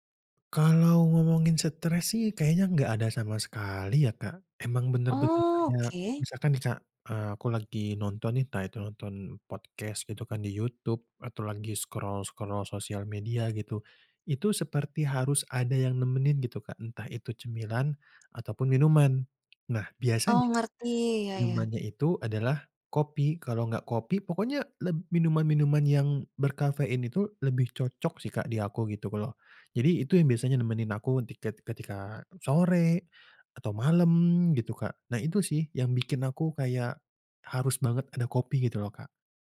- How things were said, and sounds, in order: in English: "podcast"; in English: "scroll-scroll"; other background noise
- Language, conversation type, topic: Indonesian, advice, Mengapa saya sulit tidur tepat waktu dan sering bangun terlambat?